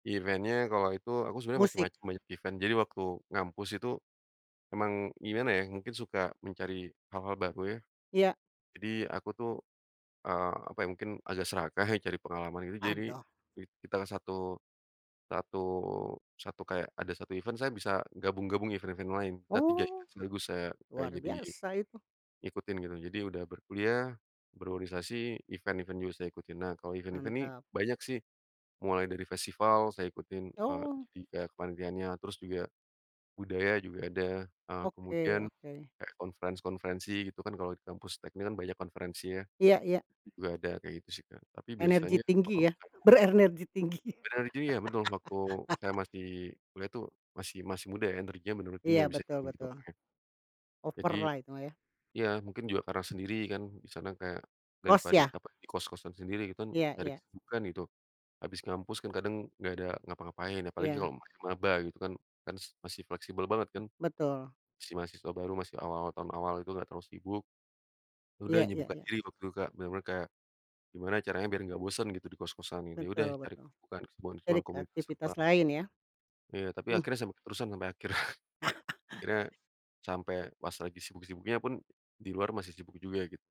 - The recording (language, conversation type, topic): Indonesian, podcast, Bagaimana cara kamu menemukan perspektif baru saat merasa buntu?
- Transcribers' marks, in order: in English: "Event-nya"; in English: "event"; in English: "event"; in English: "event-event"; in English: "event"; in English: "event-event"; in English: "event-event"; in English: "conference"; unintelligible speech; laugh; unintelligible speech; in English: "Over-lah"; chuckle